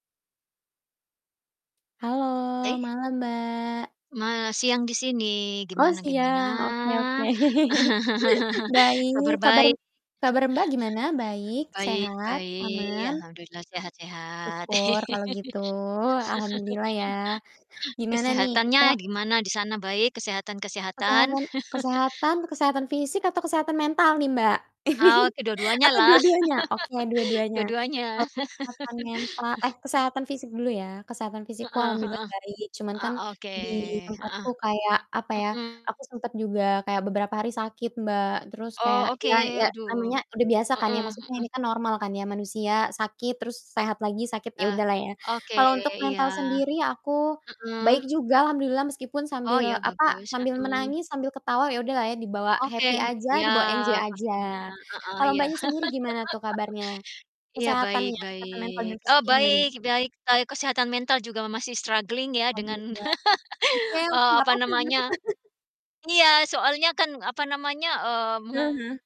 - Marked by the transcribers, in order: drawn out: "gimana?"; laugh; chuckle; laugh; chuckle; laugh; distorted speech; laugh; other noise; other background noise; in English: "happy"; in English: "enjoy"; laugh; in English: "struggling"; laugh
- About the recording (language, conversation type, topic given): Indonesian, unstructured, Apa kebiasaan kecil yang membantu menjaga kesehatan mental?